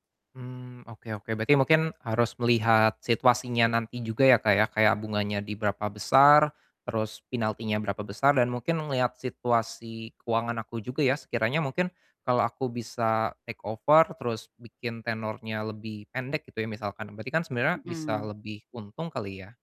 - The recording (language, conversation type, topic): Indonesian, advice, Bagaimana cara meredakan kecemasan soal uang setiap bulan?
- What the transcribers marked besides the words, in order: other background noise; in English: "take over"